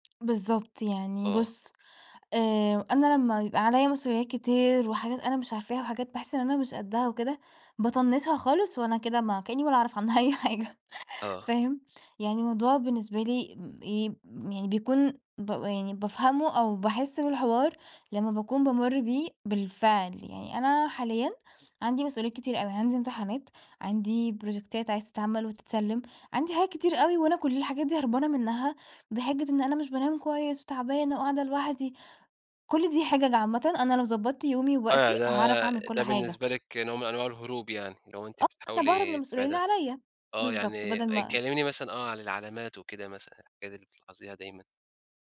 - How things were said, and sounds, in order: tapping; laughing while speaking: "عنها أي حاجة"; chuckle; in English: "بروجيكتات"; unintelligible speech
- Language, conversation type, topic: Arabic, podcast, هل شايف إن فيه فرق بين الهروب والترفيه الصحي، وإزاي؟